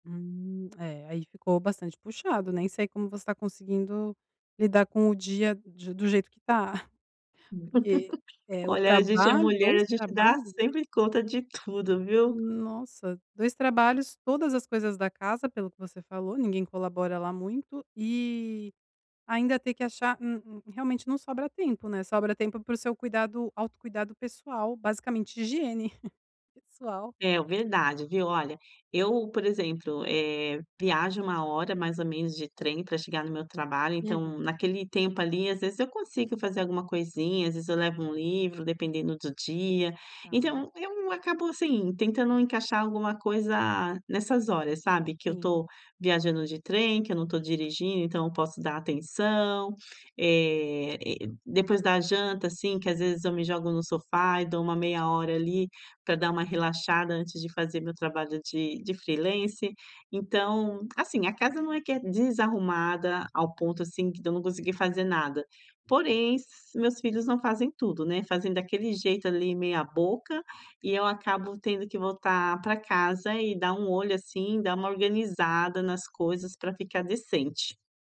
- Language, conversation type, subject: Portuguese, advice, Como posso encontrar tempo para meus hobbies pessoais?
- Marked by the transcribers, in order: laugh; chuckle; chuckle